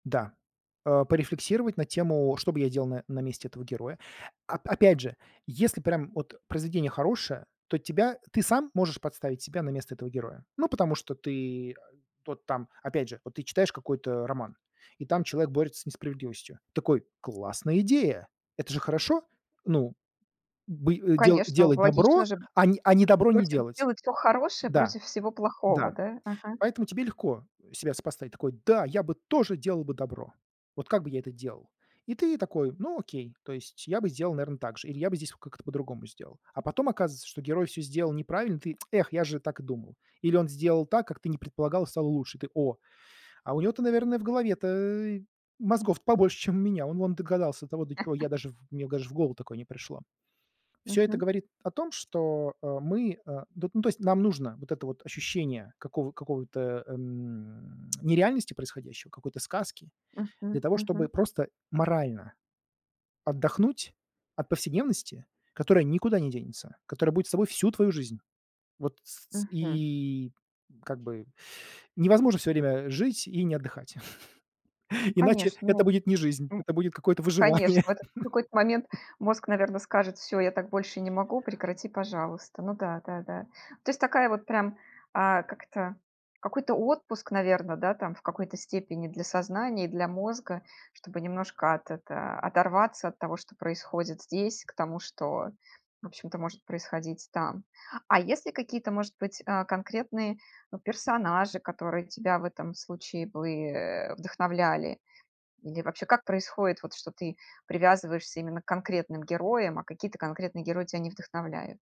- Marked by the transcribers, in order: tapping; tsk; laugh; lip smack; drawn out: "и"; inhale; chuckle; laughing while speaking: "выживание"; laugh; other background noise
- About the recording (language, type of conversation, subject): Russian, podcast, Почему мы привязываемся к вымышленным персонажам?